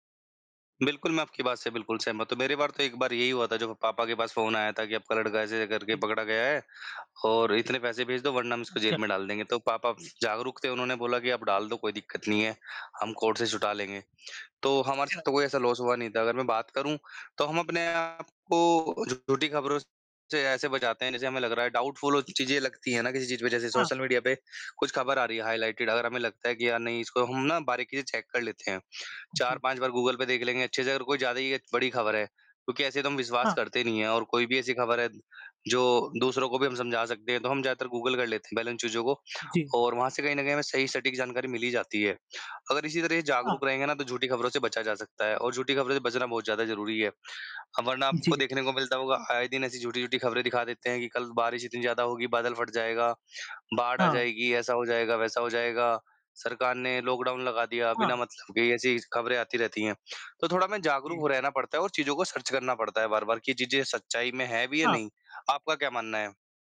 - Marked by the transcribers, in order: in English: "लॉस"; in English: "डाउटफुल"; in English: "हाइलाइटेड"; in English: "चेक"; in English: "सर्च"
- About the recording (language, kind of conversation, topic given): Hindi, unstructured, क्या सोशल मीडिया झूठ और अफवाहें फैलाने में मदद कर रहा है?